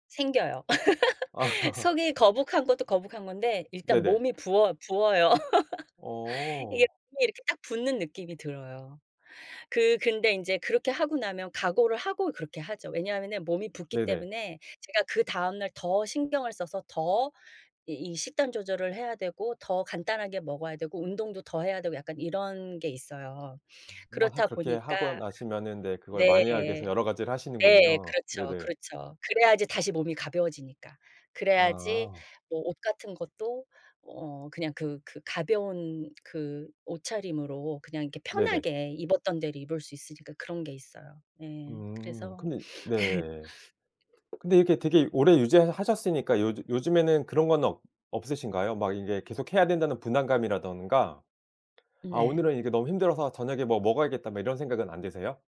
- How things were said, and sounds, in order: laugh; tapping; laugh; other background noise; sniff; laugh
- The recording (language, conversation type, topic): Korean, podcast, 식사 습관에서 가장 중요하게 생각하는 것은 무엇인가요?